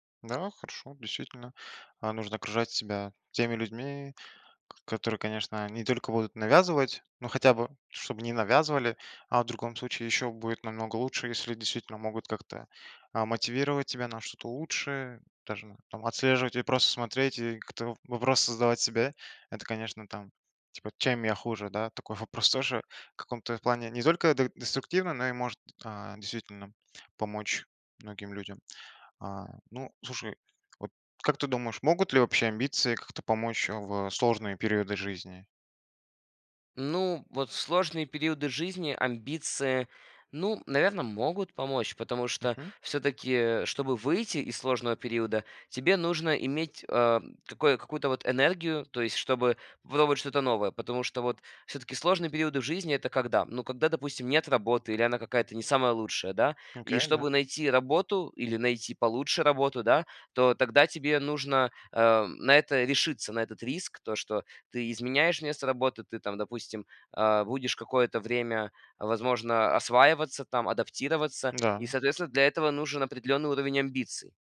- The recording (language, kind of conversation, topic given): Russian, podcast, Какую роль играет амбиция в твоих решениях?
- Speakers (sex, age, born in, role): male, 18-19, Ukraine, guest; male, 20-24, Kazakhstan, host
- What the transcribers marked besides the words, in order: none